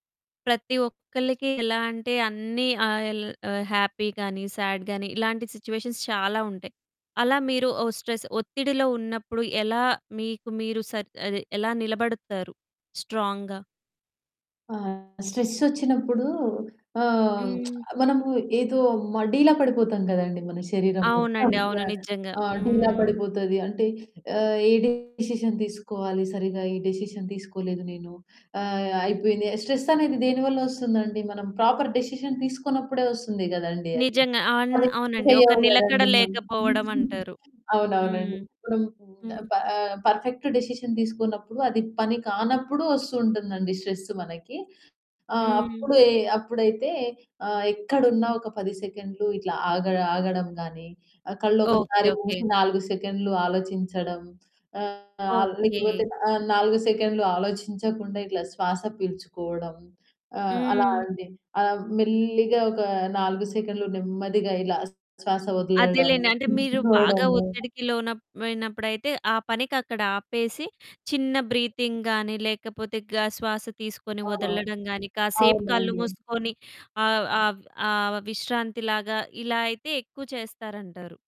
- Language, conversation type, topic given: Telugu, podcast, నువ్వు ఒత్తిడిని ఎలా తట్టుకుంటావు?
- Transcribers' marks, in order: in English: "హ్యాపీ"; in English: "సేడ్"; in English: "సిట్యుయేషన్స్"; in English: "స్ట్రెస్"; lip smack; distorted speech; other background noise; in English: "డిసిషన్"; in English: "డిసిషన్"; in English: "స్ట్రెస్"; in English: "ప్రాపర్ డిసిషన్"; other noise; in English: "పర్ఫెక్ట్ డిసిషన్"; in English: "స్ట్రెస్"; "లోనప్పుడైతే" said as "లోనప్నమైనప్పుడైతే"; in English: "బ్రీతింగ్"